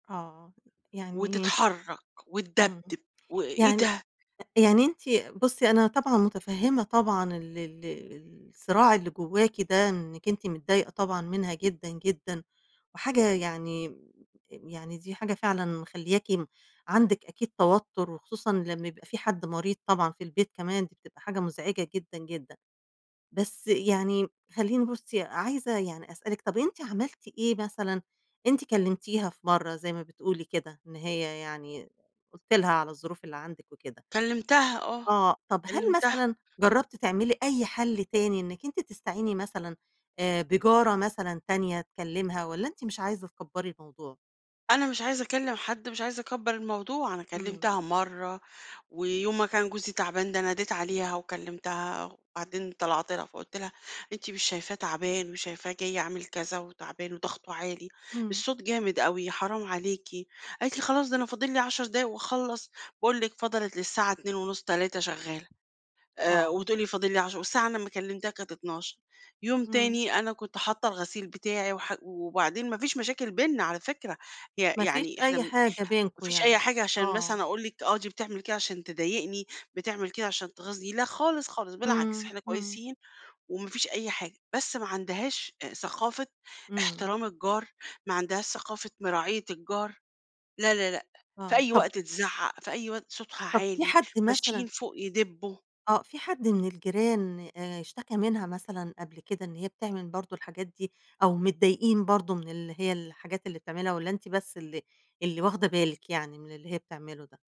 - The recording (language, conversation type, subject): Arabic, advice, إزاي أتعامل مع خناقة مع جاري أو زميل السكن بسبب اختلاف العادات؟
- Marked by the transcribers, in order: tapping